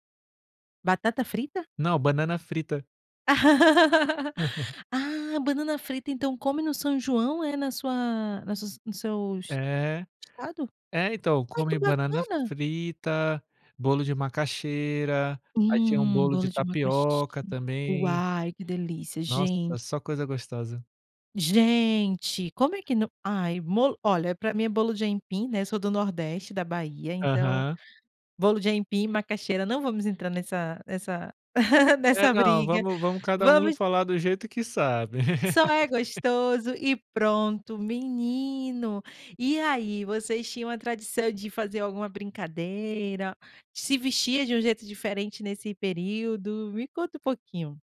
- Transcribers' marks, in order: laugh; chuckle; laugh
- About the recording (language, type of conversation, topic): Portuguese, podcast, Você se lembra de alguma tradição da sua infância de que gostava muito?